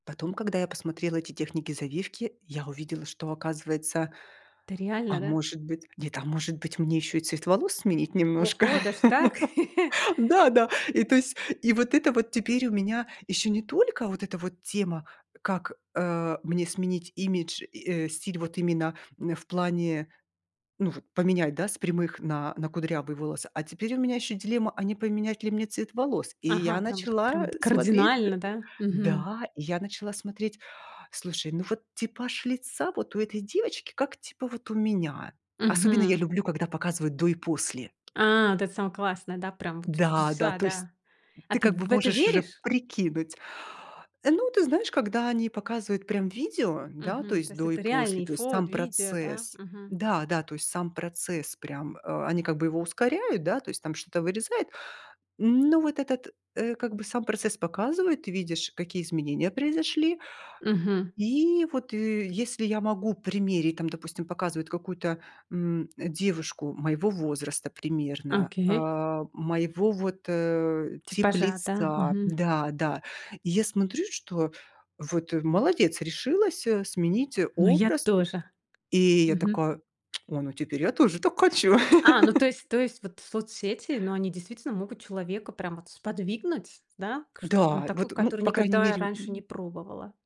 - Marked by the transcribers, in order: chuckle; laugh; tapping; other background noise; tsk; laugh
- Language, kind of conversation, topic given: Russian, podcast, Как визуальные стандарты в соцсетях влияют на представление о красоте?